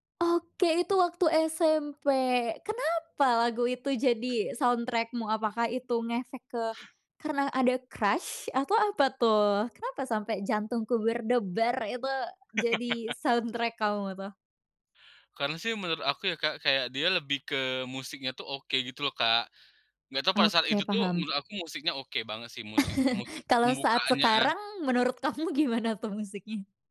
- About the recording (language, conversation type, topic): Indonesian, podcast, Apa lagu pengiring yang paling berkesan buatmu saat remaja?
- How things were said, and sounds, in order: in English: "soundtrack"; other background noise; in English: "crush?"; chuckle; in English: "soundtrack"; laugh; laughing while speaking: "kamu gimana tuh musiknya?"